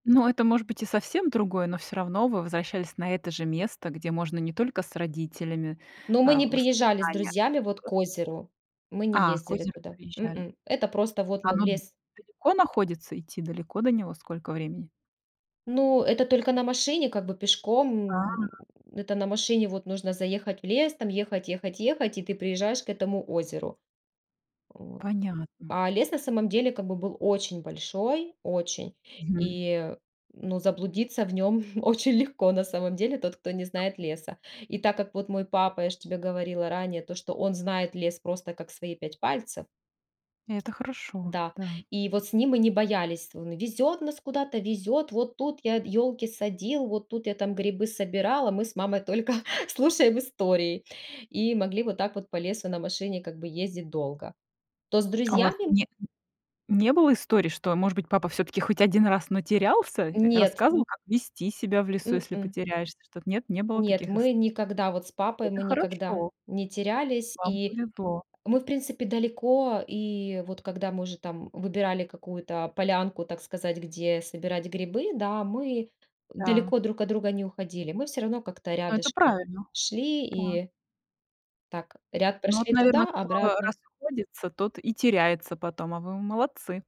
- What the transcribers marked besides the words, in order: unintelligible speech; chuckle; other noise; tapping; laughing while speaking: "только"
- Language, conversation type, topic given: Russian, podcast, Какое у вас любимое место на природе и почему?